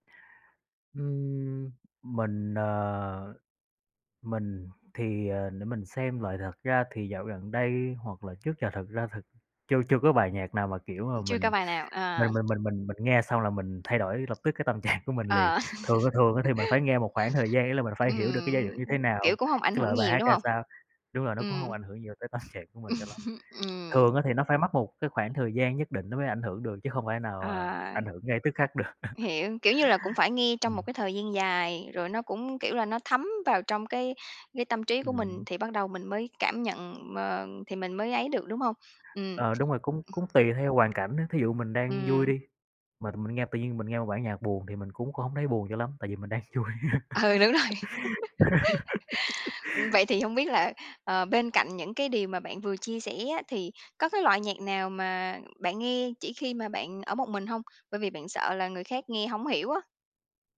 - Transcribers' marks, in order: tapping; laughing while speaking: "trạng"; laugh; laughing while speaking: "tâm trạng"; laughing while speaking: "Ừm"; chuckle; laughing while speaking: "Ừ, đúng rồi"; laugh; laughing while speaking: "vui"; giggle
- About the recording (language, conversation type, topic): Vietnamese, podcast, Thể loại nhạc nào có thể khiến bạn vui hoặc buồn ngay lập tức?
- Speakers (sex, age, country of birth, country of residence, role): female, 30-34, Vietnam, Vietnam, host; male, 30-34, Vietnam, Vietnam, guest